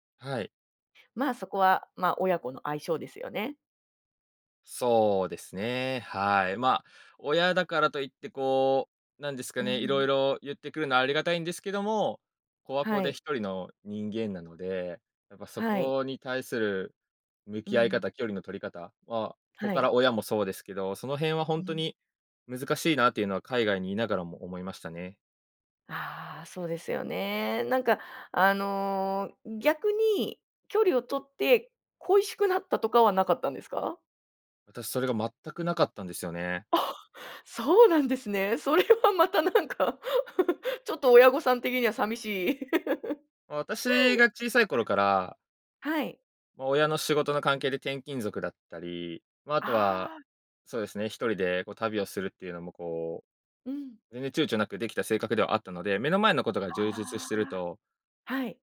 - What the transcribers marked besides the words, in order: laughing while speaking: "それはまたなんかちょっと親御さん的には寂しい"; laugh
- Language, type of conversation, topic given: Japanese, podcast, 親と距離を置いたほうがいいと感じたとき、どうしますか？